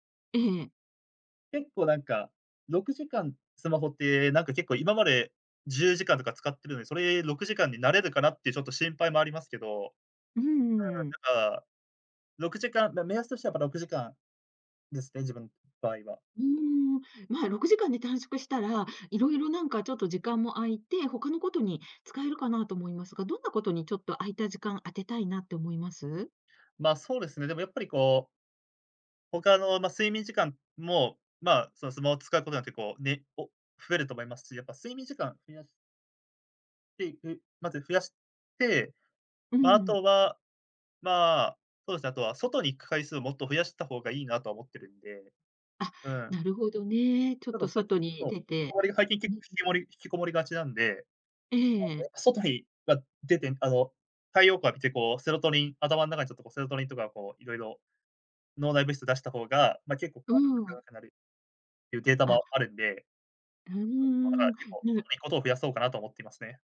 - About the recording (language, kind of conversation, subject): Japanese, podcast, スマホと上手に付き合うために、普段どんな工夫をしていますか？
- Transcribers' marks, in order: tapping; "スマホ" said as "スマオ"; unintelligible speech